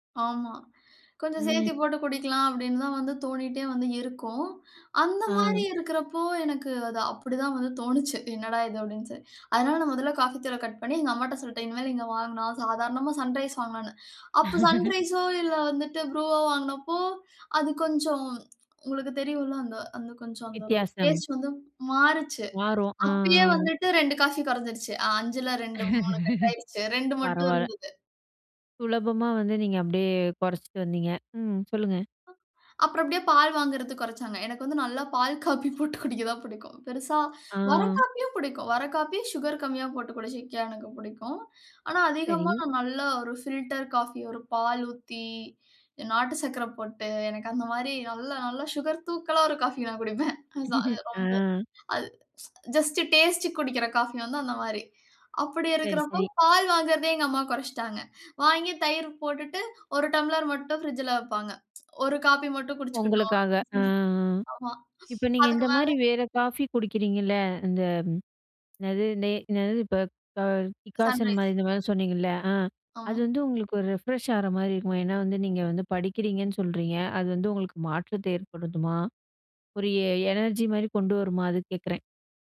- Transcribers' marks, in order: other background noise; laugh; laugh; laughing while speaking: "நல்லா 'பால் காஃபி' போட்டு குடிக்க தான் பிடிக்கும்"; chuckle; tsk; in English: "ஜஸ்ட், டேஸ்ட்க்கு"; tsk; unintelligible speech; in English: "ரெஃப்ரெஷ்ஷா"; in English: "எனர்ஜி"
- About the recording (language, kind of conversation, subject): Tamil, podcast, ஒரு பழக்கத்தை மாற்ற நீங்கள் எடுத்த முதல் படி என்ன?